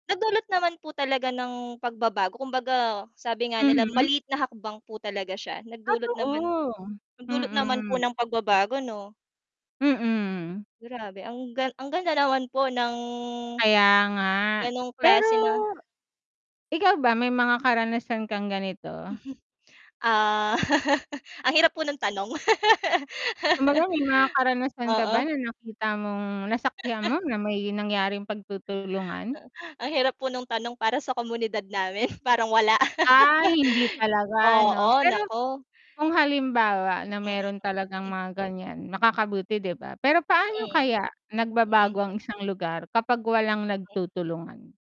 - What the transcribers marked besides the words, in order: static; snort; laugh; laugh; laugh; distorted speech; laugh
- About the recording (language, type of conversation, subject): Filipino, unstructured, Paano mo ipaliliwanag ang kahalagahan ng pagtutulungan sa bayan?